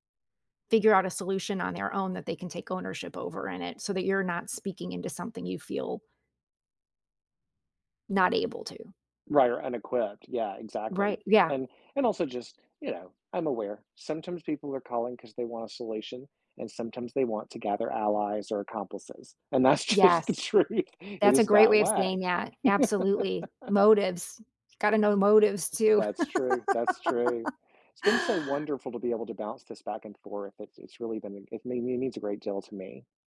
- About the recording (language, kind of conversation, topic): English, unstructured, How do you show up for friends when they are going through difficult times?
- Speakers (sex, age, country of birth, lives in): female, 50-54, United States, United States; male, 50-54, United States, United States
- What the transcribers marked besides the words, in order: laughing while speaking: "that's just the truth"; laugh; chuckle; laugh